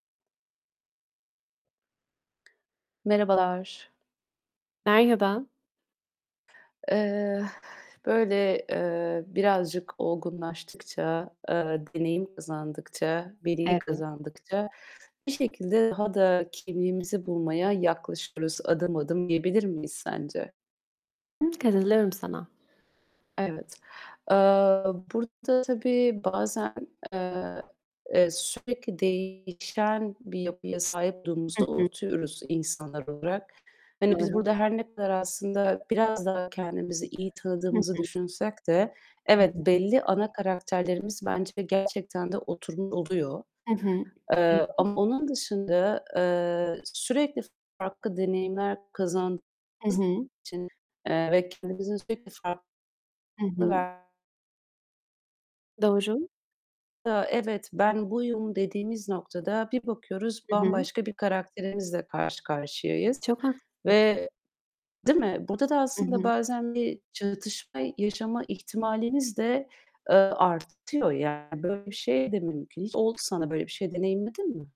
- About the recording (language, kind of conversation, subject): Turkish, unstructured, Kimliğinle ilgili yaşadığın en büyük çatışma neydi?
- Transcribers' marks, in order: tapping; other background noise; distorted speech; static